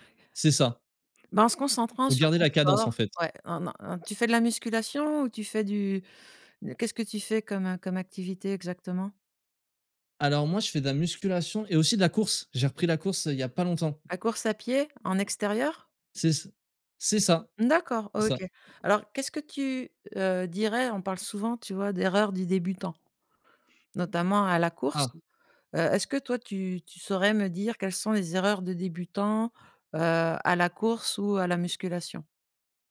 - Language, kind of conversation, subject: French, podcast, Quels conseils donnerais-tu à quelqu’un qui veut débuter ?
- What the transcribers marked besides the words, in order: other noise; stressed: "course"; tapping; other background noise